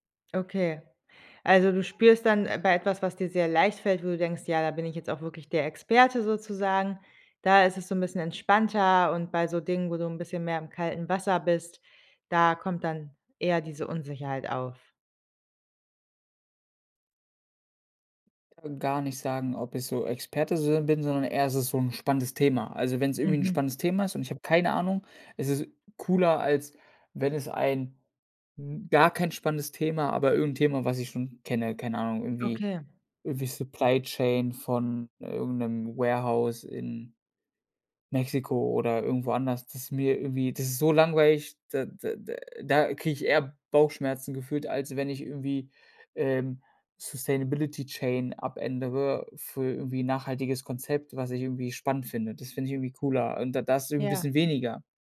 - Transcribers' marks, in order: unintelligible speech; in English: "Warehouse"
- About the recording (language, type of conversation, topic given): German, advice, Wie kann ich mit Prüfungs- oder Leistungsangst vor einem wichtigen Termin umgehen?